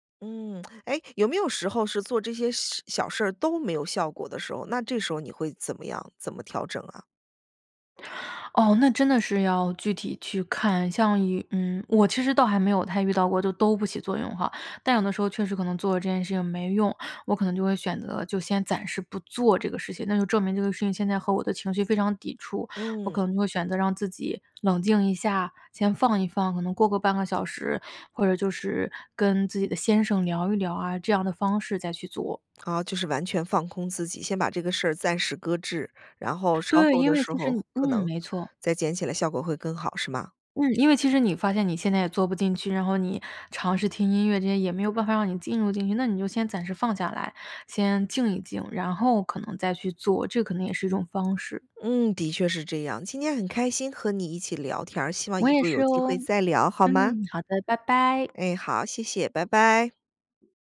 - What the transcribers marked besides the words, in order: none
- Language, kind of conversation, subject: Chinese, podcast, 你平常会做哪些小事让自己一整天都更有精神、心情更好吗？